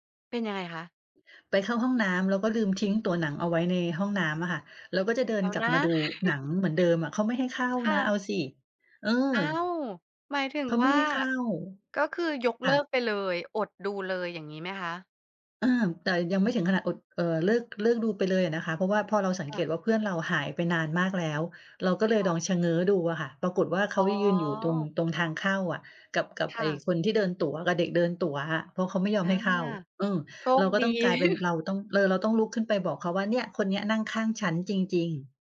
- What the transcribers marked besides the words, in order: tapping; chuckle; chuckle
- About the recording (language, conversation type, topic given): Thai, podcast, การดูหนังในโรงกับดูที่บ้านต่างกันยังไงสำหรับคุณ?